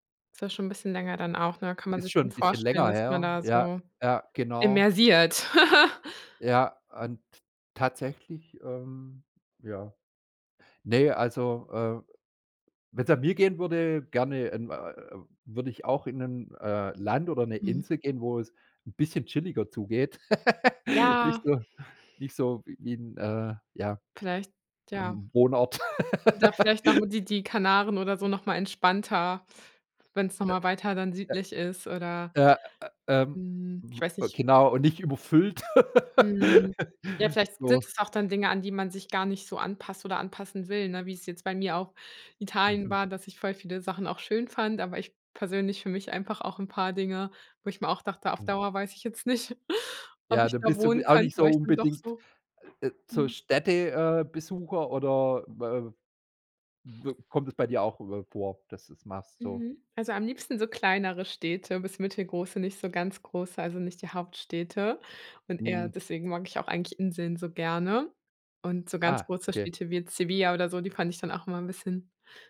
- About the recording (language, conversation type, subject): German, podcast, Woran merkst du, dass du dich an eine neue Kultur angepasst hast?
- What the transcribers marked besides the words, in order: chuckle; drawn out: "Ja"; laugh; laugh; laugh; other background noise; chuckle